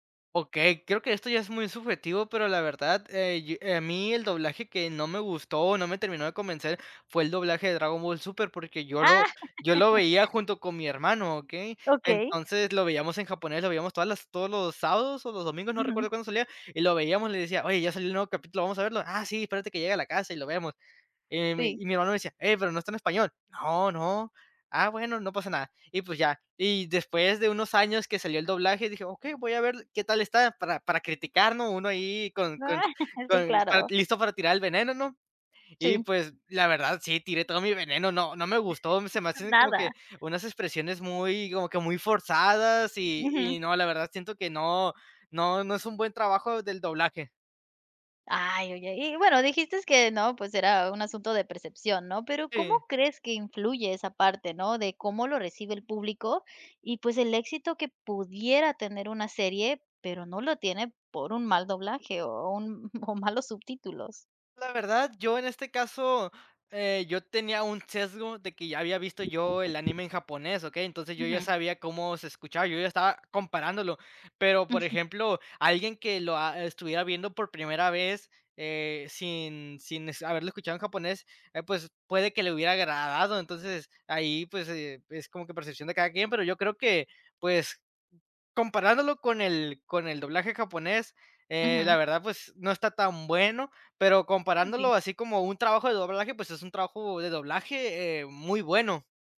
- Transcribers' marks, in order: laugh; chuckle; other background noise; chuckle; laughing while speaking: "o malos"; other noise
- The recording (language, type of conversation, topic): Spanish, podcast, ¿Cómo afectan los subtítulos y el doblaje a una serie?